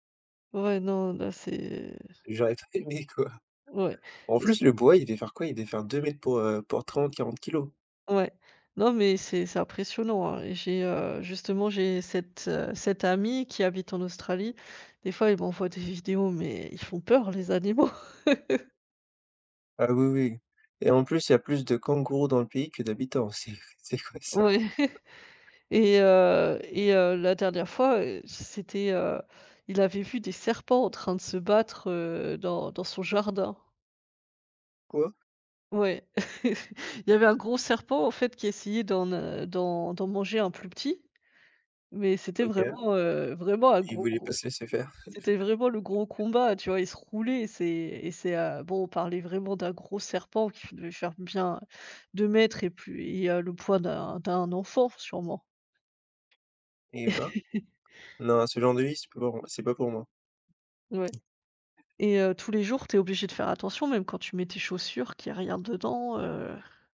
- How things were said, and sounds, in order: drawn out: "c'est"; laughing while speaking: "aimé, quoi"; laugh; laughing while speaking: "Oui"; laughing while speaking: "c c'est vrai ça"; chuckle; laugh; laugh; laugh; tapping; other background noise
- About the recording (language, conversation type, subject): French, unstructured, Qu’est-ce qui vous met en colère face à la chasse illégale ?